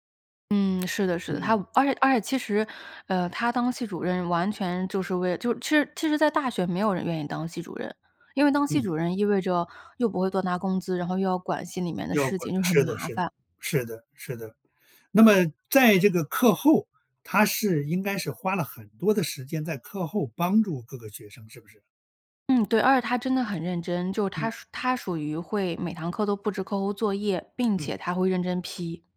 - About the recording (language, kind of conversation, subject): Chinese, podcast, 你受益最深的一次导师指导经历是什么？
- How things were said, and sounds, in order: none